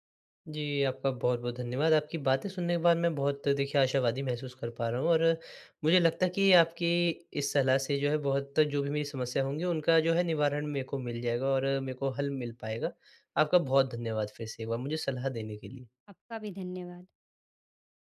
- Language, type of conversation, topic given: Hindi, advice, मैं पुरानी यादों से मुक्त होकर अपनी असल पहचान कैसे फिर से पा सकता/सकती हूँ?
- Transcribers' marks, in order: none